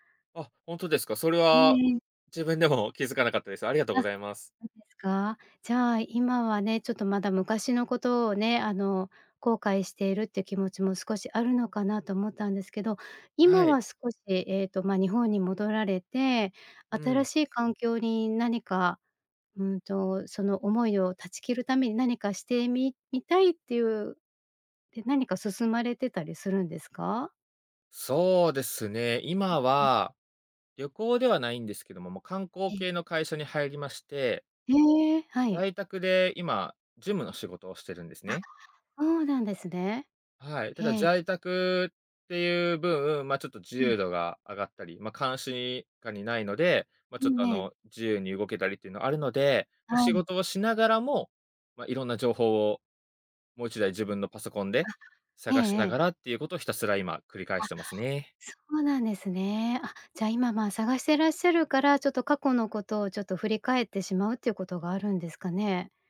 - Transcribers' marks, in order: none
- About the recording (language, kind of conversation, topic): Japanese, advice, 自分を責めてしまい前に進めないとき、どうすればよいですか？